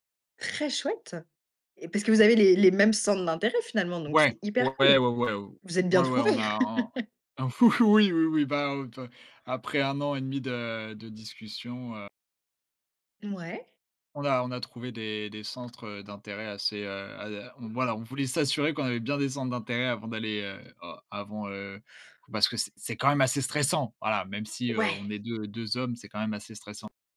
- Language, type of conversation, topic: French, podcast, Comment bâtis-tu des amitiés en ligne par rapport à la vraie vie, selon toi ?
- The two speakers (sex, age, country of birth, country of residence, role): female, 30-34, France, France, host; male, 20-24, France, France, guest
- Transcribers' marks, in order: stressed: "Très"; chuckle